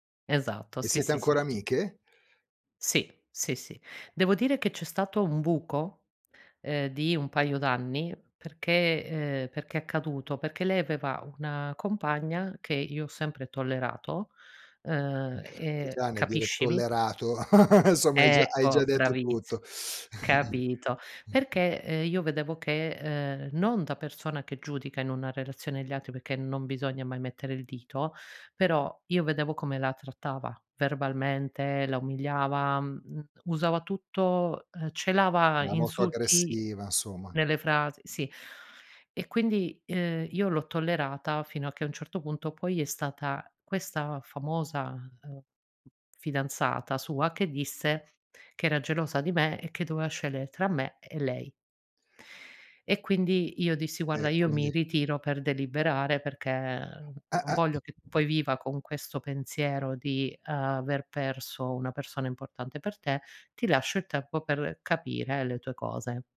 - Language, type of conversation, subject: Italian, podcast, Qual è una storia di amicizia che non dimenticherai mai?
- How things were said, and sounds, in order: other background noise; giggle; chuckle; tapping